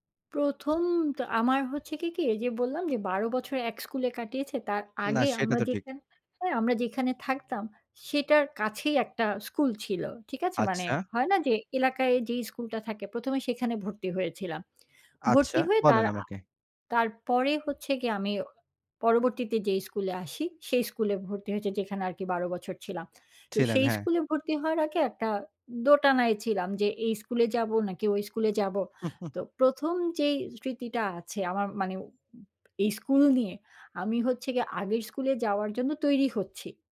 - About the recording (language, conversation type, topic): Bengali, podcast, স্কুলজীবন তোমাকে সবচেয়ে বেশি কী শিখিয়েছে?
- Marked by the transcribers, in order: chuckle